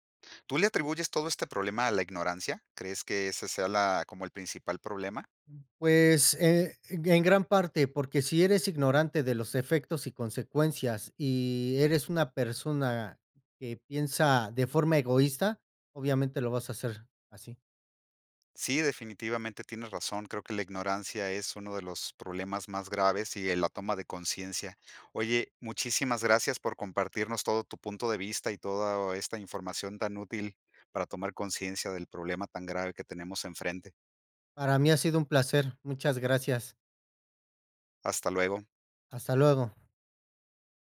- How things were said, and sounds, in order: other noise; other background noise
- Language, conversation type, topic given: Spanish, podcast, ¿Qué opinas sobre el problema de los plásticos en la naturaleza?